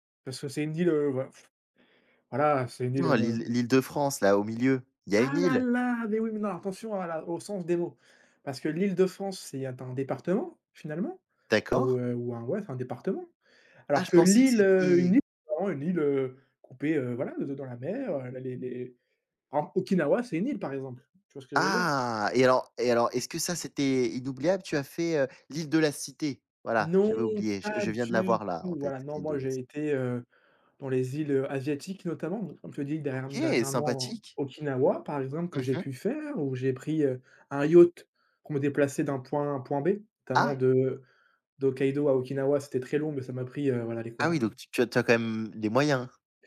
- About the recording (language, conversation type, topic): French, unstructured, Qu’est-ce qui rend un voyage inoubliable selon toi ?
- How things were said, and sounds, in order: blowing; unintelligible speech; stressed: "yacht"